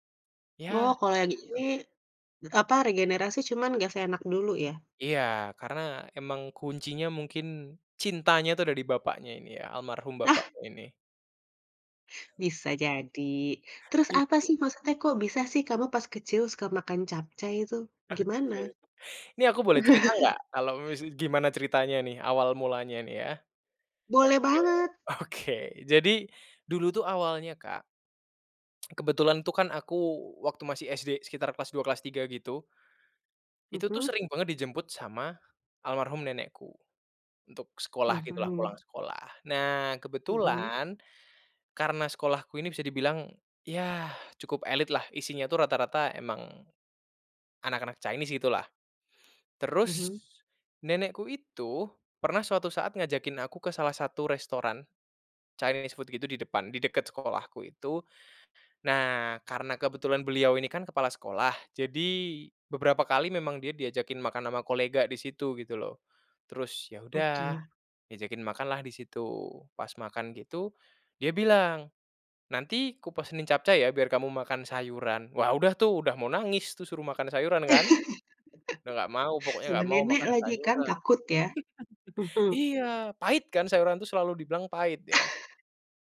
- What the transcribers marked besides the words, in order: chuckle; laughing while speaking: "oke"; tsk; in English: "Chinese food"; laugh; chuckle; chuckle
- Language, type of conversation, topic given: Indonesian, podcast, Ceritakan makanan favoritmu waktu kecil, dong?